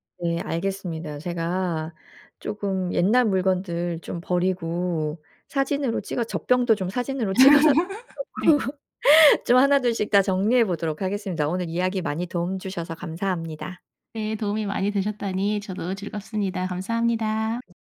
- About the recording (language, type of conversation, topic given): Korean, advice, 물건을 버릴 때 죄책감이 들어 정리를 미루게 되는데, 어떻게 하면 좋을까요?
- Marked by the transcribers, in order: laughing while speaking: "찍어서 해 놓고"; laugh; tapping